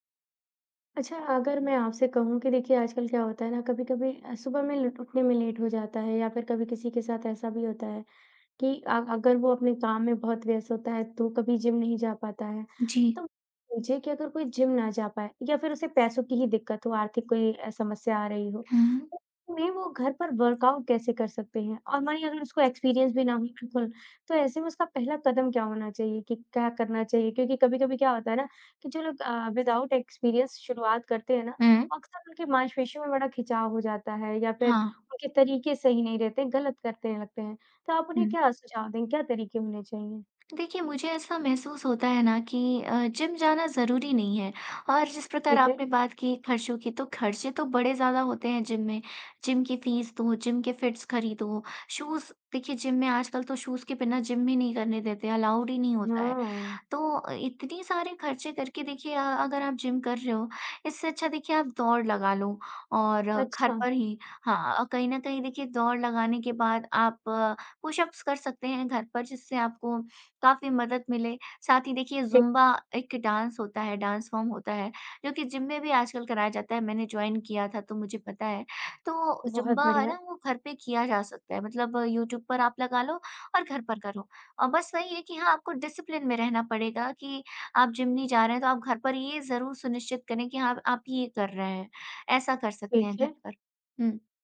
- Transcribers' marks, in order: in English: "लेट"; in English: "वर्कआउट"; in English: "एक्सपीरियंस"; other background noise; in English: "विदाउट एक्सपीरियंस"; tapping; in English: "फ़ीस"; in English: "फिट्स"; in English: "शूज़"; in English: "शूज़"; in English: "अलाउड"; in English: "डांस"; in English: "डांस फॉर्म"; in English: "जॉइन"; in English: "डिसिप्लिन"
- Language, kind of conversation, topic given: Hindi, podcast, जिम नहीं जा पाएं तो घर पर व्यायाम कैसे करें?